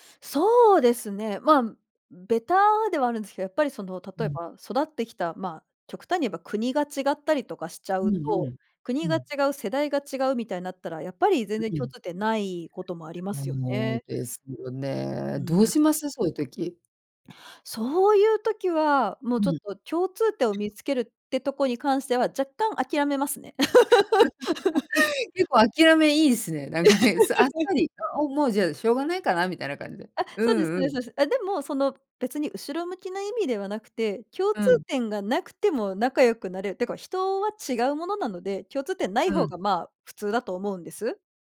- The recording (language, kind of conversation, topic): Japanese, podcast, 共通点を見つけるためには、どのように会話を始めればよいですか?
- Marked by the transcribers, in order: other background noise; laugh